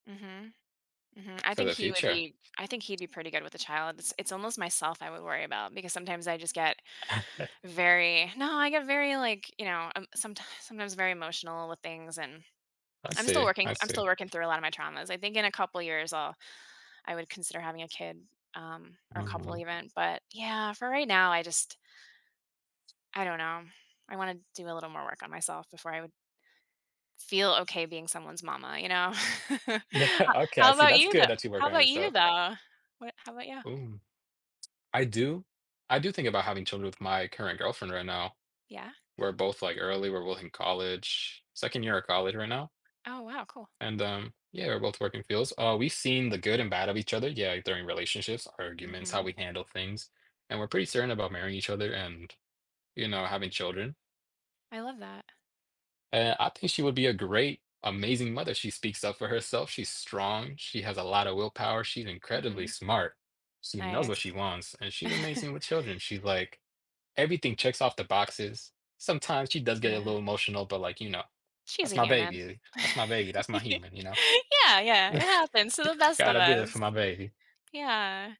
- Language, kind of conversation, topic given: English, unstructured, What are some emotional or practical reasons people remain in relationships that aren't healthy for them?
- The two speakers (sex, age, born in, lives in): female, 40-44, United States, United States; male, 20-24, United States, United States
- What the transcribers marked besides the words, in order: other background noise; tapping; chuckle; laugh; laughing while speaking: "Yeah"; chuckle; laugh; chuckle